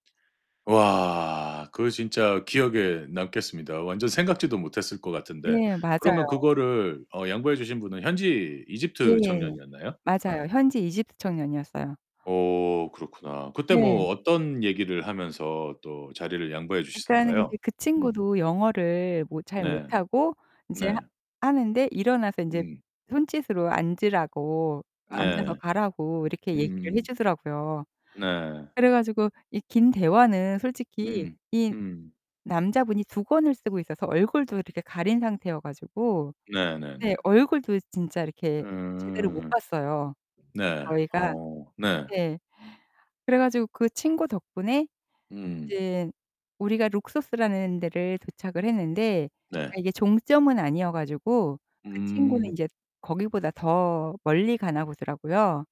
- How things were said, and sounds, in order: distorted speech; other background noise; tapping
- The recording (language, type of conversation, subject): Korean, podcast, 뜻밖의 친절이 특히 기억에 남았던 순간은 언제였나요?